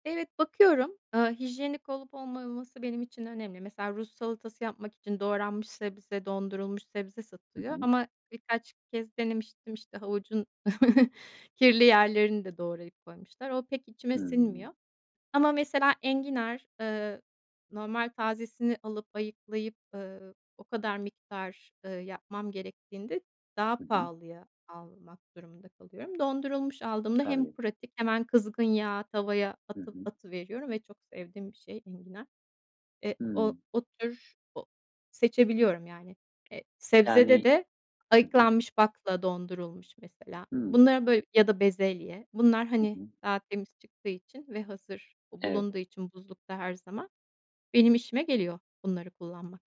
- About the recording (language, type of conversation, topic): Turkish, podcast, Yemek yaparken genelde hangi tarifleri tercih ediyorsun ve neden?
- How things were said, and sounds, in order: chuckle; other background noise